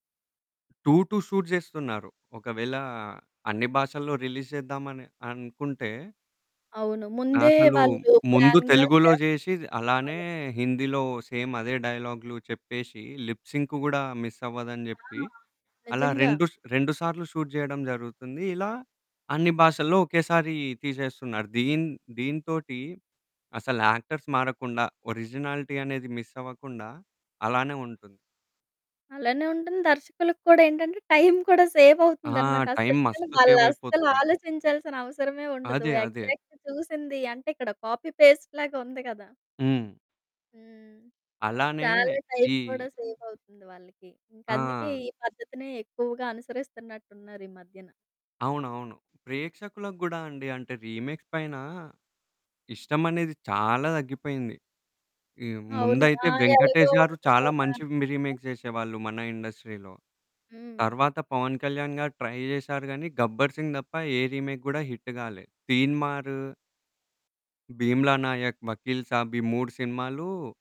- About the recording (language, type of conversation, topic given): Telugu, podcast, సినిమా రీమేక్‌లు నిజంగా అవసరమా, లేక అవి సినిమాల విలువను తగ్గిస్తాయా?
- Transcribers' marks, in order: other background noise; in English: "టు టు షూట్"; in English: "రిలీజ్"; static; in English: "ప్లాన్‌గా"; in English: "సేమ్"; in English: "లిప్"; in English: "షూట్"; in English: "యాక్టర్స్"; in English: "ఒరిజినాలిటీ"; laughing while speaking: "టైం కూడా సేవవుతుందనమాట"; in English: "ఎగ్జాక్ట్‌గా"; in English: "కాపీ, పేస్ట్‌లాగుంది"; in English: "రీమేక్స్"; in English: "రీమేక్"; unintelligible speech; in English: "ఇండస్ట్రీలో"; in English: "ట్రై"; in English: "రీమేక్"